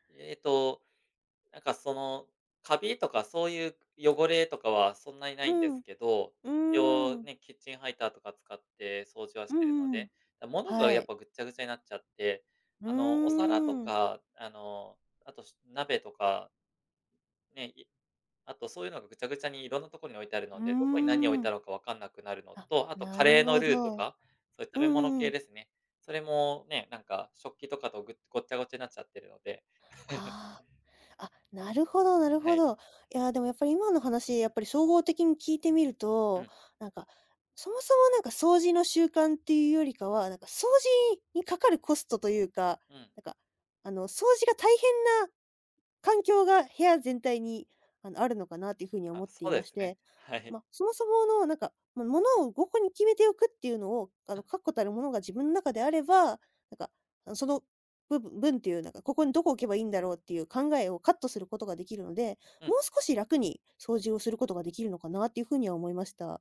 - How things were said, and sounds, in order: other background noise; chuckle
- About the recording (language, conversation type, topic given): Japanese, advice, 家事や片付けを習慣化して、部屋を整えるにはどうすればよいですか？